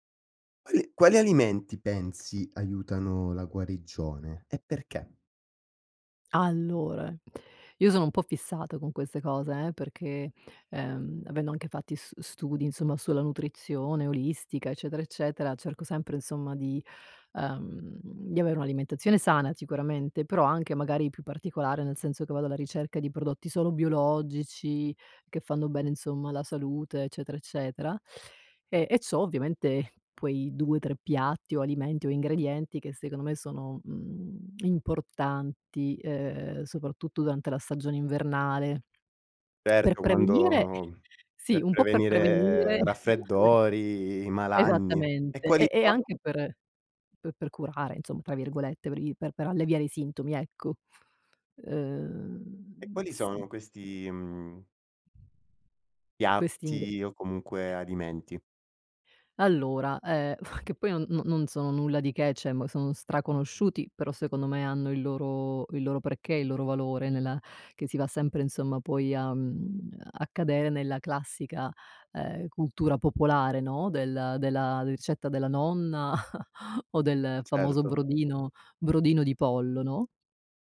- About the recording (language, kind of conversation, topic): Italian, podcast, Quali alimenti pensi che aiutino la guarigione e perché?
- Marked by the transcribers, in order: chuckle; unintelligible speech; chuckle; "cioè" said as "ceh"; other background noise; chuckle